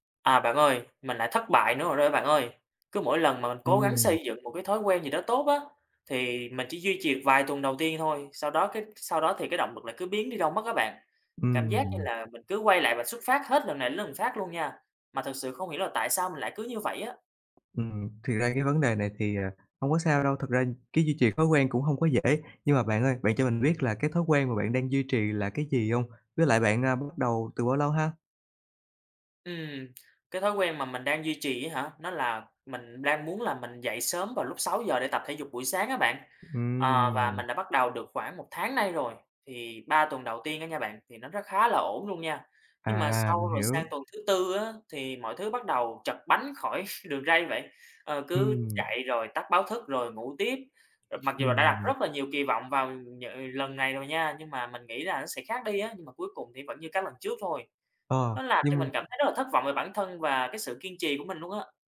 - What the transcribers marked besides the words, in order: tapping; laugh
- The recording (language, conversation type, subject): Vietnamese, advice, Tại sao tôi lại mất động lực sau vài tuần duy trì một thói quen, và làm sao để giữ được lâu dài?
- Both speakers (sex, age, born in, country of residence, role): male, 20-24, Vietnam, Vietnam, user; male, 25-29, Vietnam, Vietnam, advisor